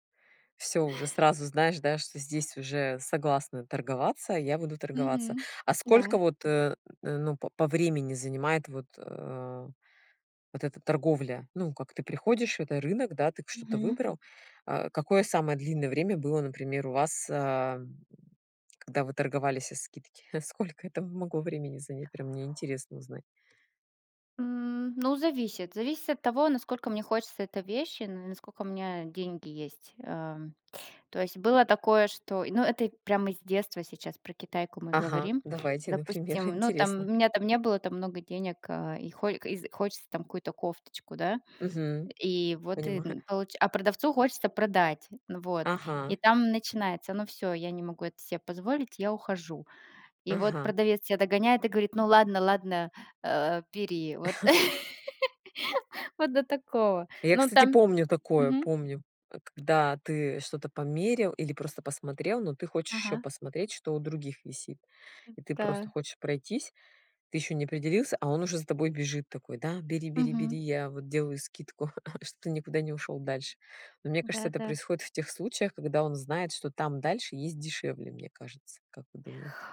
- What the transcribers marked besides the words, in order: other background noise; chuckle; laugh; chuckle
- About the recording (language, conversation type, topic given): Russian, unstructured, Вы когда-нибудь пытались договориться о скидке и как это прошло?